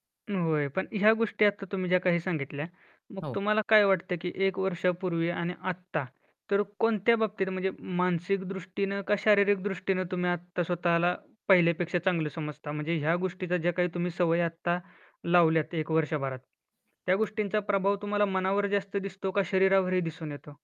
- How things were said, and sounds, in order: static; tapping
- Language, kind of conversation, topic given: Marathi, podcast, सकाळची कोणती सवय मन आणि शरीर सुसंगत ठेवायला मदत करते?